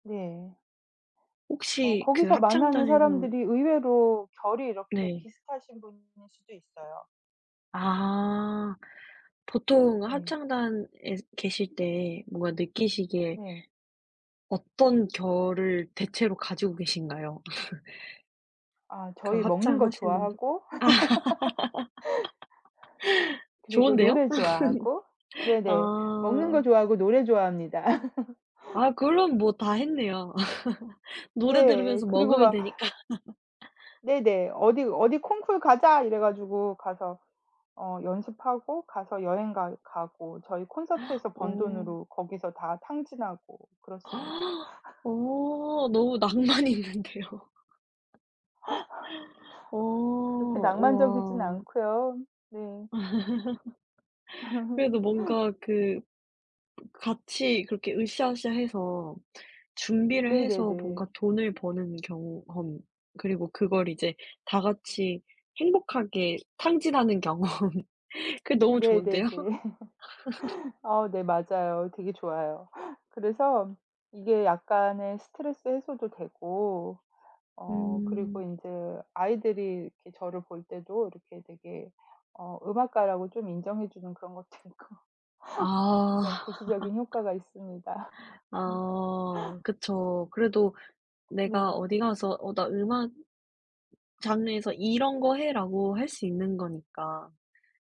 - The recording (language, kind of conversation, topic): Korean, unstructured, 음악 감상과 독서 중 어떤 활동을 더 즐기시나요?
- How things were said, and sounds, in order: tapping; other background noise; laugh; laugh; laughing while speaking: "좋아합니다"; laugh; laugh; laughing while speaking: "되니까"; laugh; inhale; inhale; laugh; laughing while speaking: "낭만이 있는데요"; laugh; laugh; laughing while speaking: "탕진하는 경험"; laugh; laughing while speaking: "좋은데요"; laugh; laughing while speaking: "것도 있고"; laugh; laughing while speaking: "있습니다"; laugh